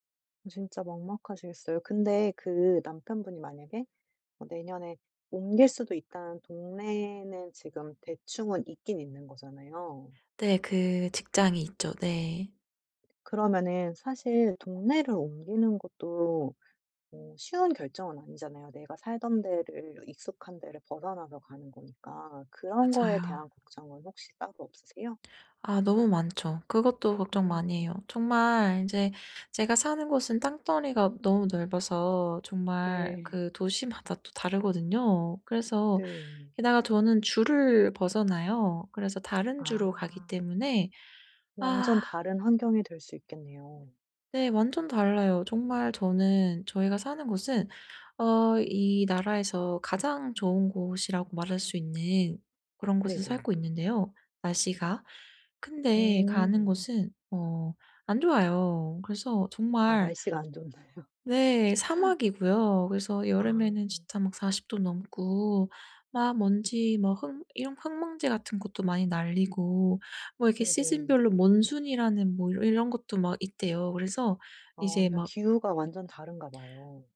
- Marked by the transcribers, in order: other background noise; laughing while speaking: "좋나요"; laugh
- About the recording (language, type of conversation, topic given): Korean, advice, 미래가 불확실해서 걱정이 많을 때, 일상에서 걱정을 줄일 수 있는 방법은 무엇인가요?